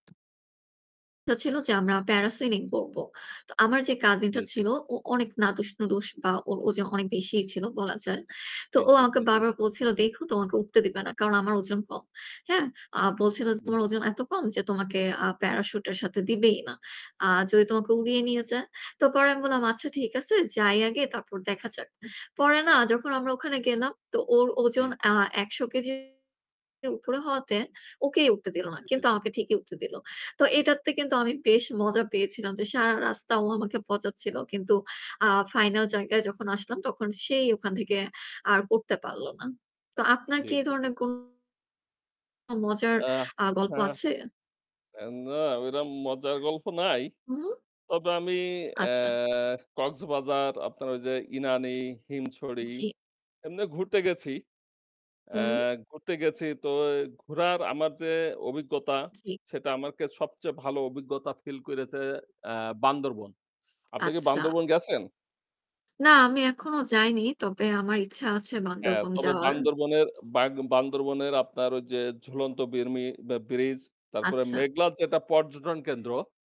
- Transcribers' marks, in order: other background noise; static; unintelligible speech; distorted speech; unintelligible speech; "ওইরকম" said as "ওইরম"; "করেছে" said as "কইরেছে"; tapping
- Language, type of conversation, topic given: Bengali, unstructured, ভ্রমণ কীভাবে তোমাকে সুখী করে তোলে?